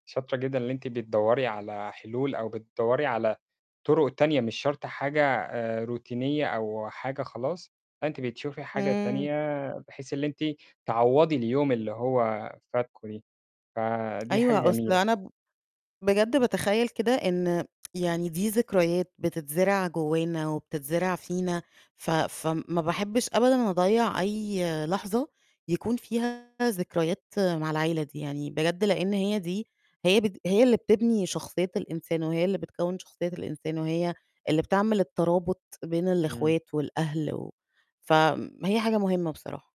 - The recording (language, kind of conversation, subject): Arabic, podcast, إزاي الطبخ في البيت ممكن يقرّب العيلة من بعض أو يبعدهم؟
- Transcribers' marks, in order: in English: "روتينية"; tsk; distorted speech